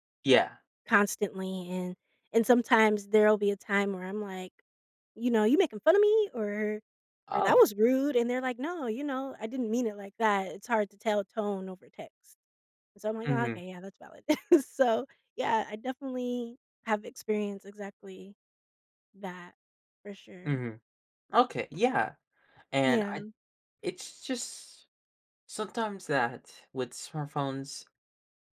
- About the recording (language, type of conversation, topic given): English, unstructured, How have smartphones changed the way we communicate?
- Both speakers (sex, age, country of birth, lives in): female, 30-34, United States, United States; male, 18-19, United States, United States
- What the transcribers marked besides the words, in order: put-on voice: "You making fun of me?"; put-on voice: "That was rude"; chuckle; tapping